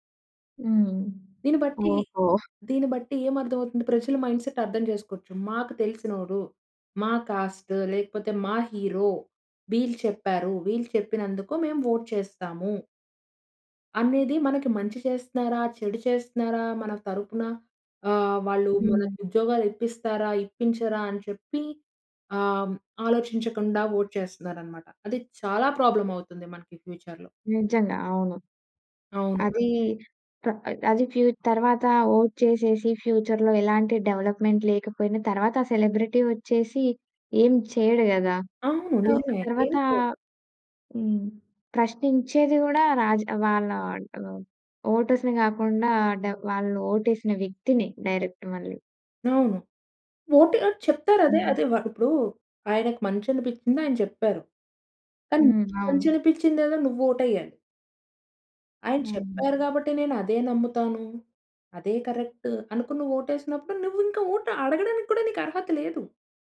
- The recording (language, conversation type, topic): Telugu, podcast, సెలబ్రిటీలు రాజకీయ విషయాలపై మాట్లాడితే ప్రజలపై ఎంత మేర ప్రభావం పడుతుందనుకుంటున్నారు?
- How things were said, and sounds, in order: in English: "మైండ్‌సెట్"; in English: "హీరో"; in English: "ఓట్"; in English: "ఓట్"; in English: "ప్రాబ్లమ్"; in English: "ఫ్యూచర్‌లో"; other background noise; in English: "ఓట్"; in English: "ఫ్యూచర్‌లో"; in English: "డెవలప్‌మెంట్"; in English: "సెలబ్రిటీ"; in English: "సో"; in English: "డైరెక్ట్"; in English: "ఓటు"